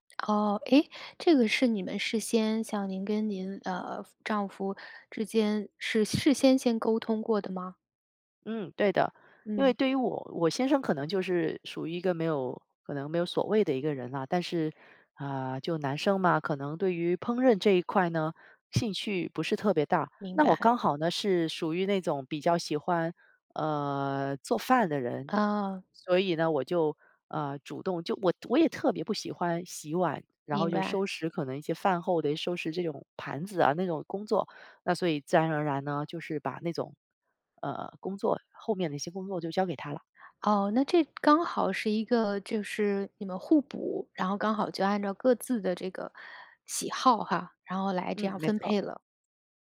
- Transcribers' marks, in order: other background noise
- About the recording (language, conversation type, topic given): Chinese, podcast, 如何更好地沟通家务分配？